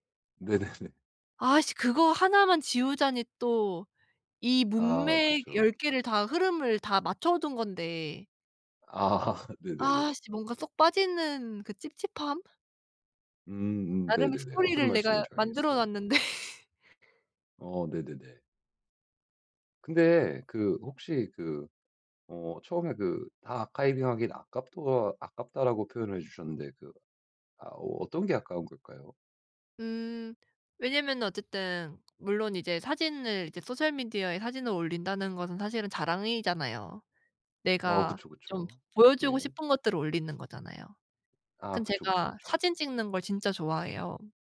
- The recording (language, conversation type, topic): Korean, advice, 소셜 미디어에 남아 있는 전 연인의 흔적을 정리하는 게 좋을까요?
- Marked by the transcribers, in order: laughing while speaking: "네네네"; laughing while speaking: "아"; laughing while speaking: "놨는데"; other background noise; tapping; in English: "소셜 미디어에"